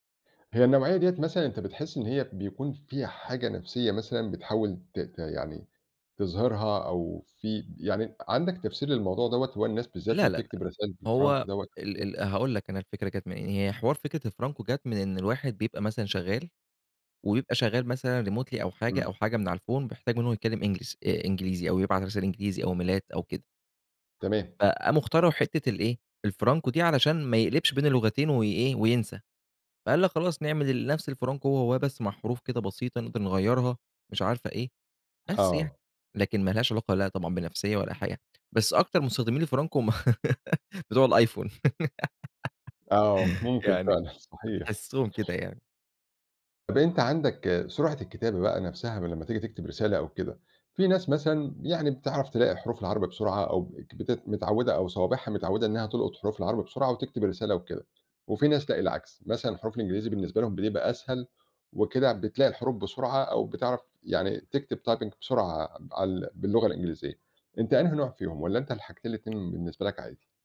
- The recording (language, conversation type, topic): Arabic, podcast, إيه حدود الخصوصية اللي لازم نحطّها في الرسايل؟
- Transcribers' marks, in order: in English: "remotely"; in English: "الPhone"; "English" said as "انجلس"; in English: "إيميلات"; tapping; in English: "الفرانكو"; in English: "الفرانكو"; laugh; other background noise; in English: "typing"